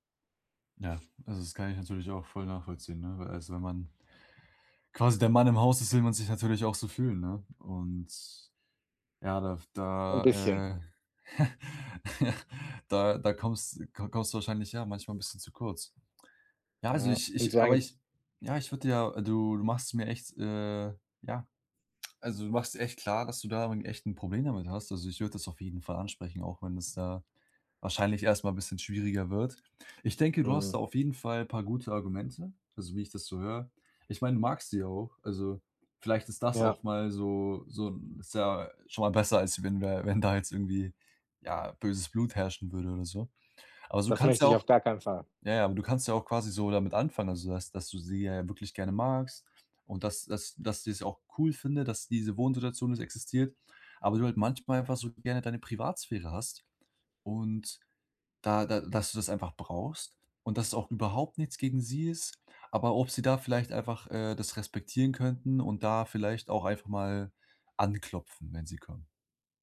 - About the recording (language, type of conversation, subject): German, advice, Wie setze ich gesunde Grenzen gegenüber den Erwartungen meiner Familie?
- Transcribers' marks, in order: chuckle; laughing while speaking: "da"; "du" said as "su"